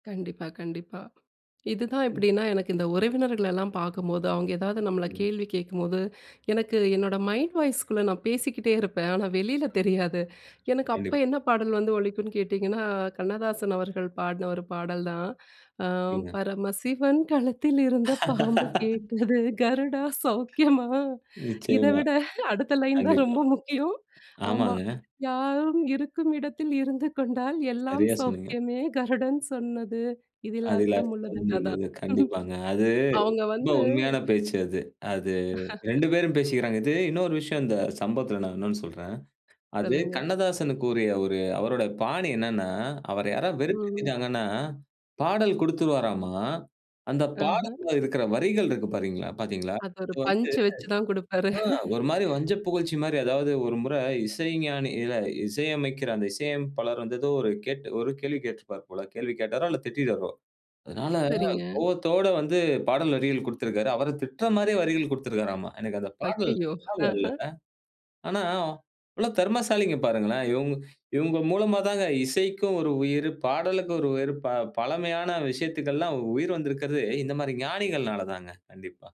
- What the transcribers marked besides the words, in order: other background noise; in English: "மைண்ட் வாய்ஸ்க்குள்ள"; laugh; singing: "பரமசிவன் கழுத்தில் இருந்த பாம்பு கேட்டது கருடா சௌக்கியமா?"; chuckle; tapping; chuckle; singing: "யாரும் இருக்கும் இடத்தில் இருந்து கொண்டால் எல்லாம் சௌக்கியமே கருடன் சொன்னது. இதில அர்த்தம் உள்ளது"; chuckle; laugh; laugh; surprised: "ஐயயோ"
- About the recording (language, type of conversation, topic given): Tamil, podcast, பழைய திரைப்படப் பாடலைக் கேட்டால் உங்களுக்கு மனதில் தோன்றும் நினைவு என்ன?